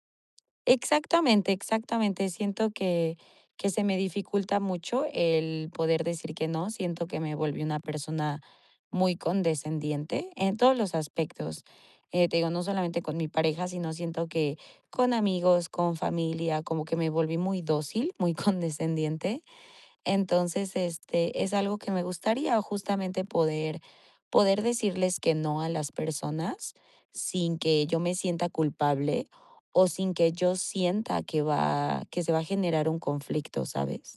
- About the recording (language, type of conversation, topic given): Spanish, advice, ¿Cómo puedo establecer límites y prioridades después de una ruptura?
- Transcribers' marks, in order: none